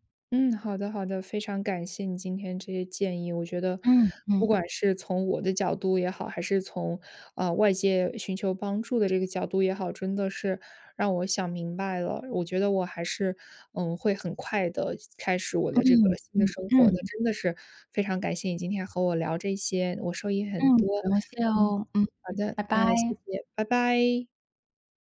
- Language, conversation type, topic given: Chinese, advice, 我对前任还存在情感上的纠葛，该怎么办？
- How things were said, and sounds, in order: none